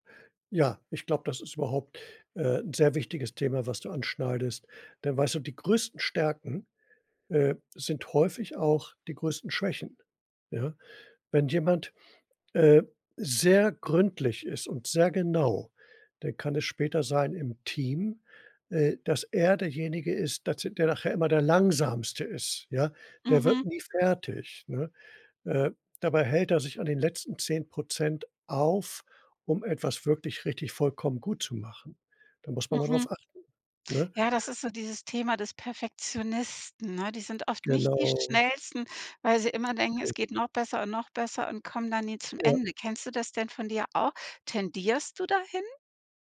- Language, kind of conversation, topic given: German, podcast, Wie gehst du mit Selbstzweifeln um?
- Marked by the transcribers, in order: stressed: "Langsamste"; other noise